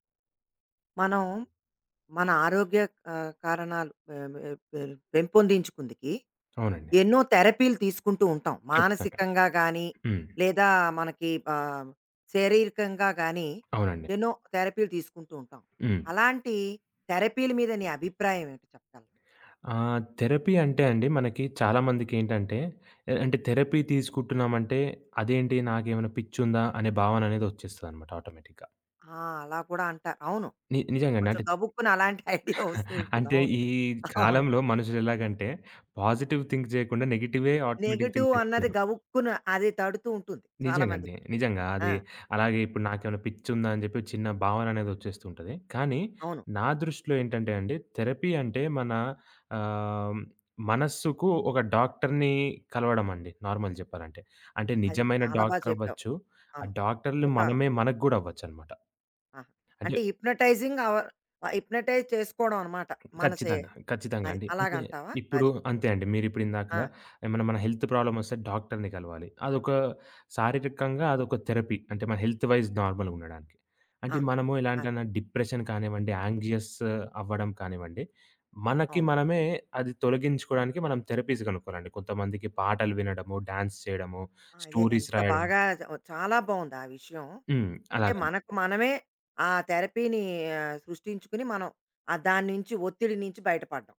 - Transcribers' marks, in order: other background noise; in English: "థెరపీల"; in English: "థెరపీ"; in English: "థెరపీ"; in English: "ఆటోమేటిక్‌గా"; chuckle; in English: "పాజిటివ్ థింక్"; in English: "ఆటోమేటిక్ థింక్"; in English: "నెగెటివ్"; in English: "థెరపీ"; in English: "నార్మల్"; in English: "హిప్నోటైజింగ్ ఆర్ హిప్నోటైజ్"; in English: "హెల్త్ ప్రాబ్లమ్"; in English: "థెరపీ"; in English: "హెల్త్ వైస్ నార్మల్‌గా"; in English: "డిప్రెషన్"; in English: "యాంక్సియస్"; in English: "థెరపీస్"; in English: "డాన్స్"; in English: "స్టోరీస్"; unintelligible speech; in English: "థెరపీని"
- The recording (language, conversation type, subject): Telugu, podcast, థెరపీ గురించి మీ అభిప్రాయం ఏమిటి?